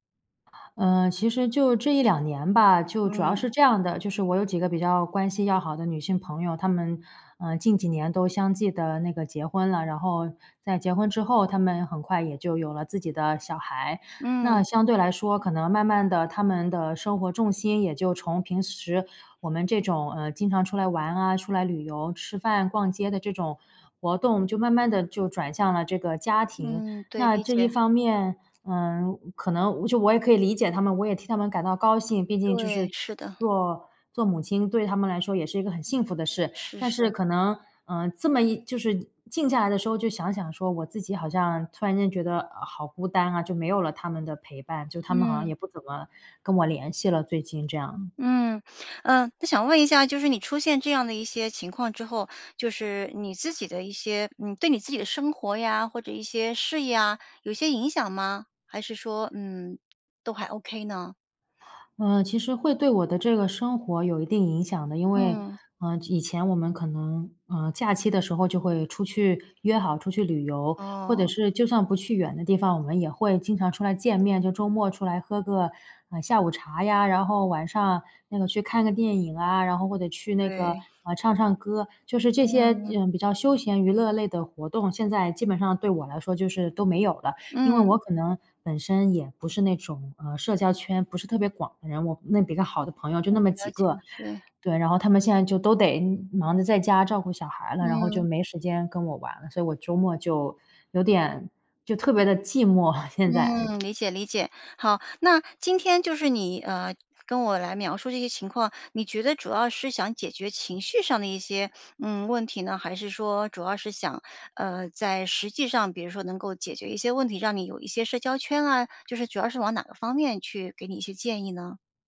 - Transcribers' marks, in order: laughing while speaking: "寂寞"
- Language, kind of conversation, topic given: Chinese, advice, 朋友圈的变化是如何影响并重塑你的社交生活的？